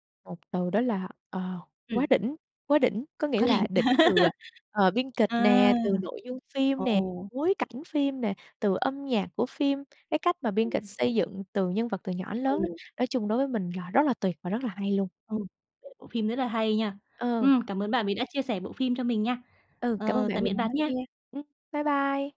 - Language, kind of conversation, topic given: Vietnamese, podcast, Bạn từng cày bộ phim bộ nào đến mức mê mệt, và vì sao?
- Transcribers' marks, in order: tapping; laugh; unintelligible speech